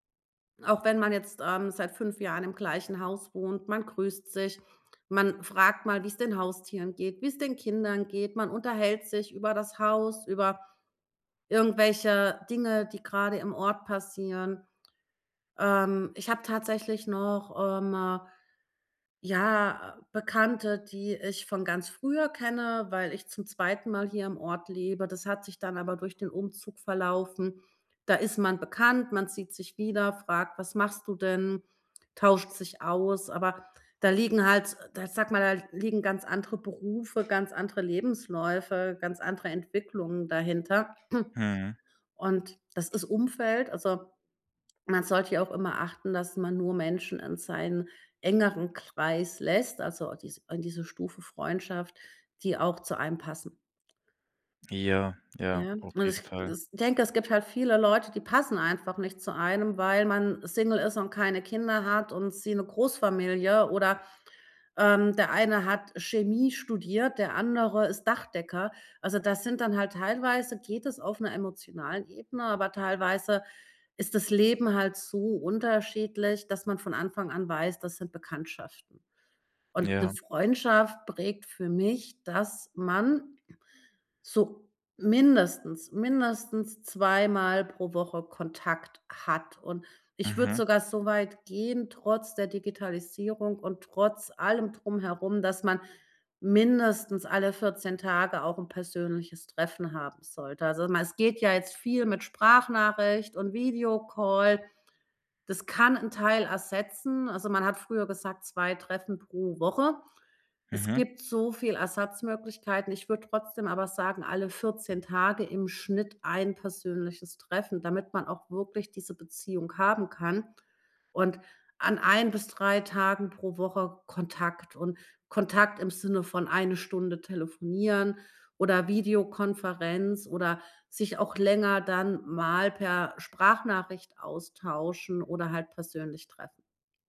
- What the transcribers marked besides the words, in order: other background noise
- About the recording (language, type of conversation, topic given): German, podcast, Wie baust du langfristige Freundschaften auf, statt nur Bekanntschaften?